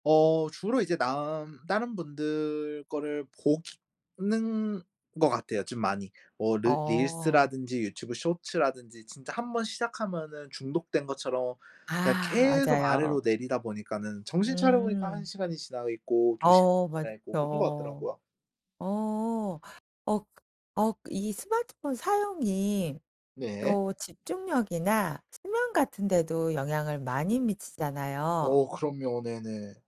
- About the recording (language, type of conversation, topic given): Korean, podcast, 요즘 스마트폰 사용 습관을 어떻게 설명해 주시겠어요?
- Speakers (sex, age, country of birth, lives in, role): female, 45-49, South Korea, France, host; male, 25-29, South Korea, Japan, guest
- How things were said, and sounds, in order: other background noise